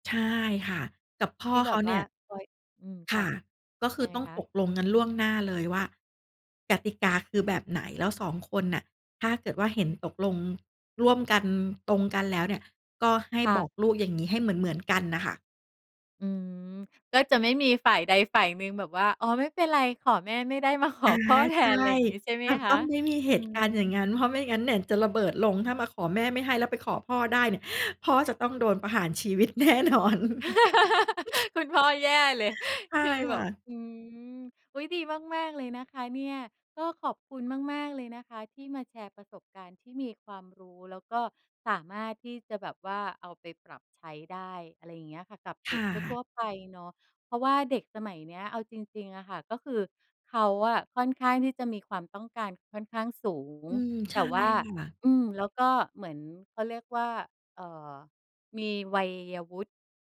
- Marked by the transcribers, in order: laugh; laughing while speaking: "แน่นอน"; chuckle; other noise
- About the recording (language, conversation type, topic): Thai, podcast, คุณสอนเด็กให้ใช้เทคโนโลยีอย่างปลอดภัยยังไง?
- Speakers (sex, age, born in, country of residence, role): female, 40-44, Thailand, Thailand, guest; female, 45-49, Thailand, Thailand, host